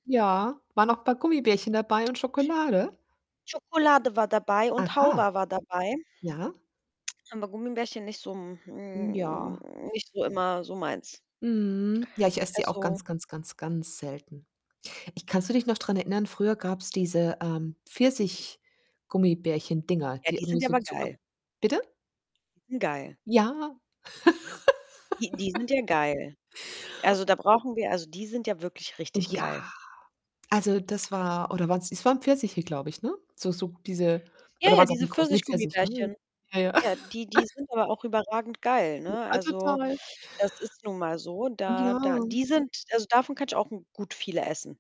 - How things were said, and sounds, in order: laugh; drawn out: "Ja"; laugh; joyful: "Ja, total"; other background noise; drawn out: "Ja"
- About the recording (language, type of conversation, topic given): German, unstructured, Was magst du lieber: Schokolade oder Gummibärchen?